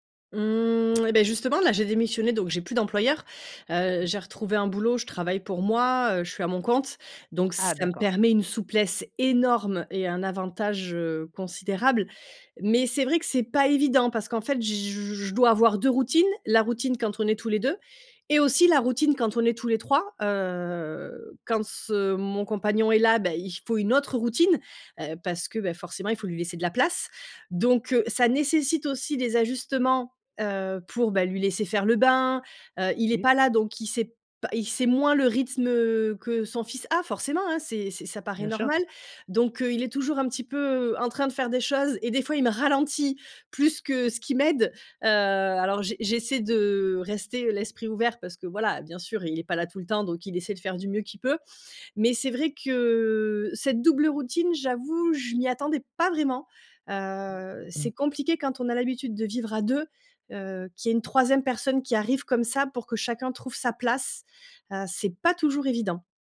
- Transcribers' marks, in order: drawn out: "Mmh"; stressed: "énorme"; stressed: "ralentit"; other background noise; stressed: "pas"
- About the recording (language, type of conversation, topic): French, advice, Comment la naissance de votre enfant a-t-elle changé vos routines familiales ?